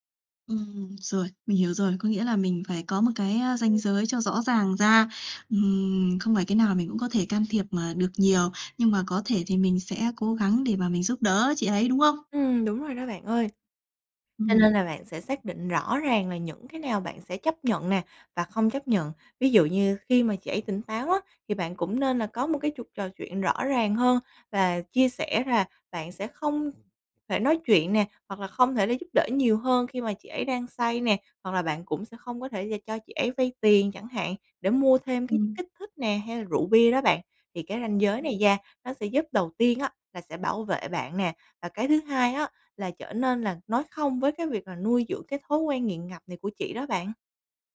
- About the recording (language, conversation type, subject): Vietnamese, advice, Bạn đang cảm thấy căng thẳng như thế nào khi có người thân nghiện rượu hoặc chất kích thích?
- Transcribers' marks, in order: tapping; other noise